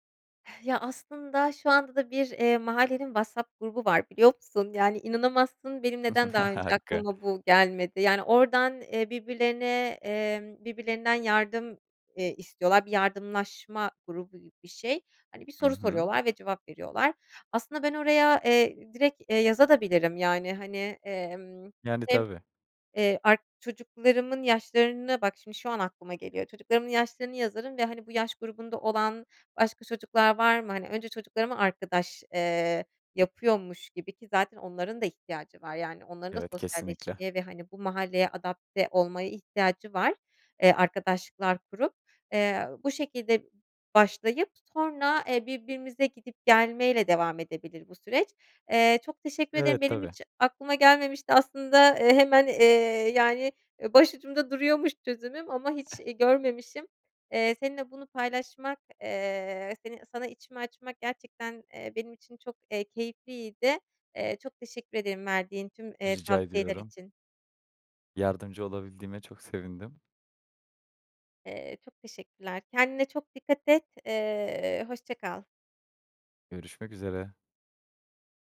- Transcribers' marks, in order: chuckle; tapping; other background noise; chuckle
- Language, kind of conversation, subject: Turkish, advice, Yeni bir şehirde kendinizi yalnız ve arkadaşsız hissettiğiniz oluyor mu?